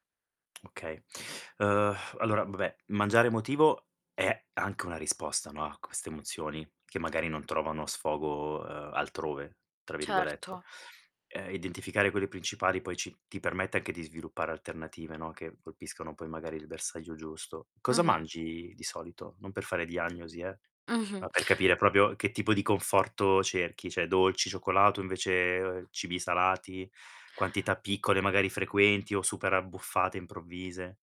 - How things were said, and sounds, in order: tapping; distorted speech; static; "bersaglio" said as "bersagio"; "proprio" said as "propio"; "Cioè" said as "ceh"
- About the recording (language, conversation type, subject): Italian, advice, Cosa ti porta a mangiare emotivamente dopo un periodo di stress o di tristezza?